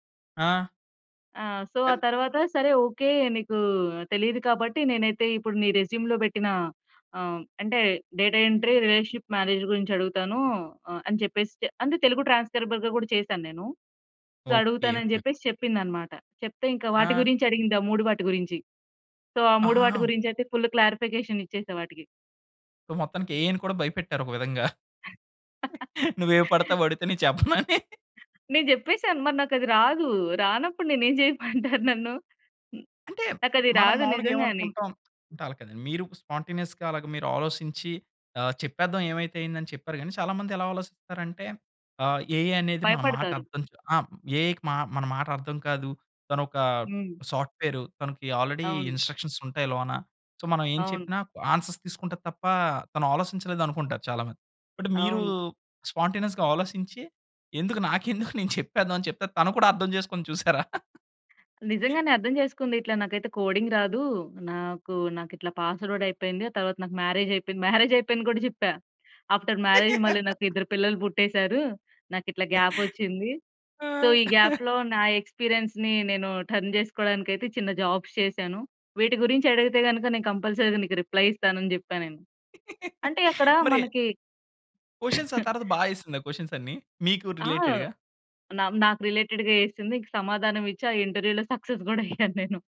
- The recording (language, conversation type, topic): Telugu, podcast, సరైన సమయంలో జరిగిన పరీక్ష లేదా ఇంటర్వ్యూ ఫలితం ఎలా మారింది?
- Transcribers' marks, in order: in English: "సో"; in English: "రెజ్యూమ్‌లో"; in English: "డేటా ఎంట్రీ, రీ‌లేషన్‌షిప్ మేనేజర్"; in English: "ట్రాన్స్‌స్క్రయిబర్‌గా"; in English: "సో"; in English: "ఫుల్ క్లారిఫికేషన్"; in English: "సో"; in English: "ఏఐ‌ని"; laugh; laughing while speaking: "నువ్వు ఏవి పడితే అవి అడిగితే నేను చెప్పనని"; chuckle; in English: "స్పాంటేనియస్‌గా"; in English: "ఏఐ"; in English: "ఏఐకి"; in English: "సాఫ్ట్‌వెర్"; in English: "ఆల్రెడీ ఇన్‌స్ట్రక్‌షన్స్"; in English: "సో"; in English: "ఆన్‌సర్స్"; in English: "బట్"; in English: "స్పాంటేనియస్‌గా"; chuckle; chuckle; in English: "కోడింగ్"; in English: "పాస్వర్డ్"; in English: "మ్యారేజ్"; in English: "మ్యారేజ్"; chuckle; laugh; in English: "ఆఫ్టర్ మ్యారేజ్"; chuckle; in English: "గ్యాప్"; in English: "సో"; in English: "గ్యాప్‌లో"; in English: "ఎక్స్‌పీరియన్స్‌ని"; in English: "టర్న్"; in English: "జాబ్స్"; in English: "కంపల్సరీ"; laugh; in English: "రిప్లయ్"; in English: "క్వెషన్స్"; chuckle; in English: "క్వెషన్స్"; in English: "రిలేటెడ్‌గా?"; in English: "రిలే‌టెడ్‌గా"; in English: "ఇంటర్వ్యూలో సక్సెస్"; chuckle